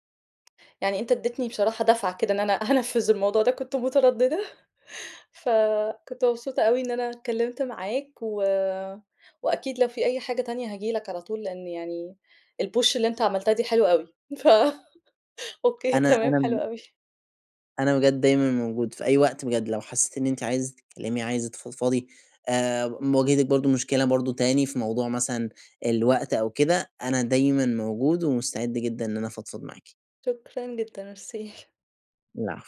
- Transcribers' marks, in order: tapping; laughing while speaking: "أنا هانفِّذ الموضوع ده كنت متردِّدة"; in English: "الpush"; laughing while speaking: "ف أوكي تمام حلو أوي"
- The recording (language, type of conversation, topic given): Arabic, advice, إزاي أقدر ألاقي وقت للراحة والهوايات؟